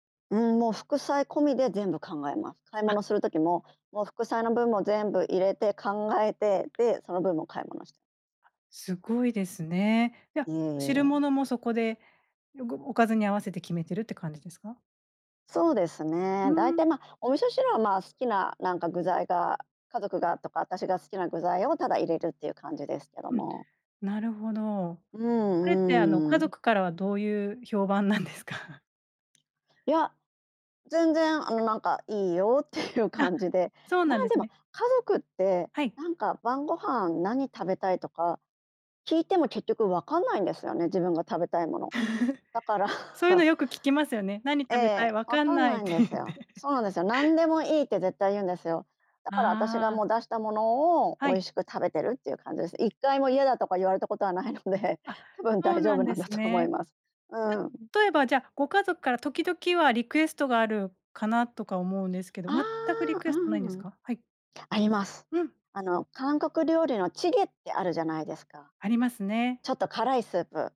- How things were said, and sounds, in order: laughing while speaking: "なんですか？"; laughing while speaking: "っていう"; laugh; laughing while speaking: "だから"; laughing while speaking: "って言って"; laughing while speaking: "ないので、多分大丈夫なんだと思います"
- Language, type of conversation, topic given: Japanese, podcast, 晩ごはんはどうやって決めていますか？
- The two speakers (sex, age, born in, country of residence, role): female, 40-44, Japan, Japan, host; female, 50-54, Japan, Japan, guest